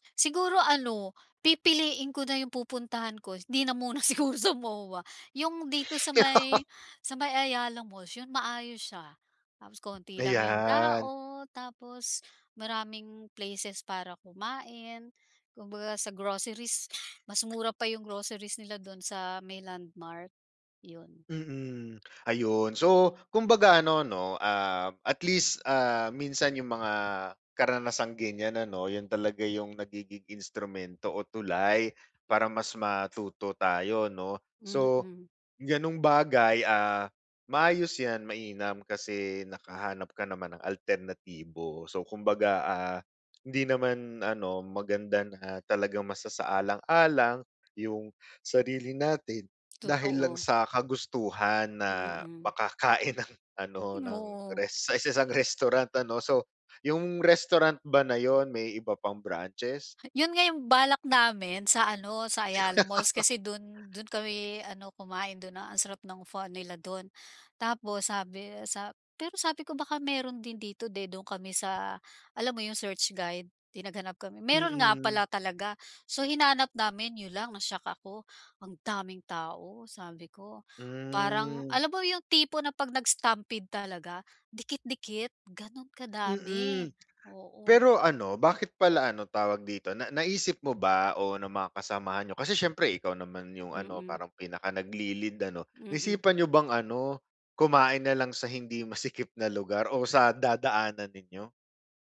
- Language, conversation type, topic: Filipino, advice, Paano ko mababalanse ang pisikal at emosyonal na tensyon ko?
- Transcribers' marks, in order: laughing while speaking: "siguro"; laugh; tapping; laughing while speaking: "ng"; laugh; in Vietnamese: "pho"; laughing while speaking: "masikip"